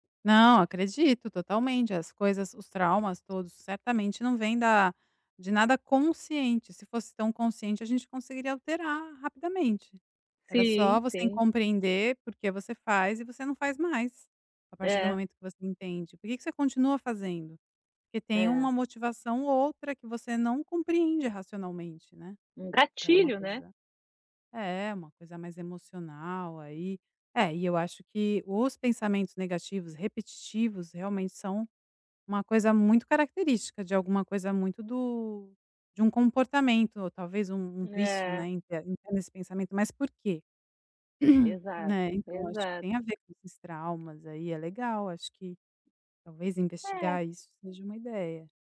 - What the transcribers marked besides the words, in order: other background noise; tapping; throat clearing
- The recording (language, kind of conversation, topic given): Portuguese, advice, Como posso me desapegar de pensamentos negativos de forma saudável sem ignorar o que sinto?